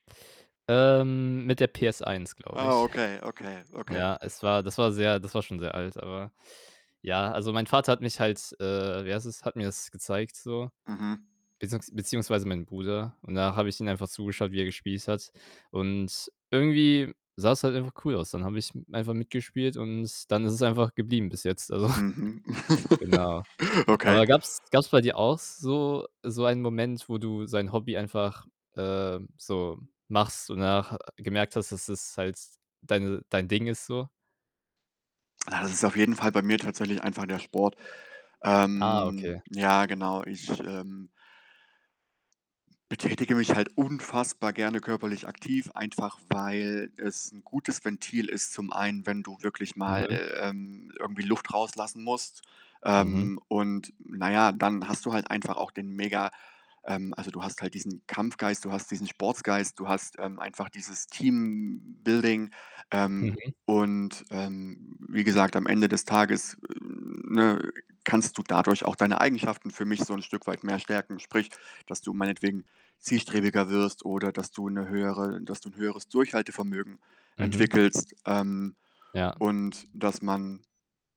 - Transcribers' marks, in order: snort; distorted speech; laugh; snort; other background noise; tapping
- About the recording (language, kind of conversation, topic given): German, unstructured, Was hast du durch dein Hobby über dich selbst gelernt?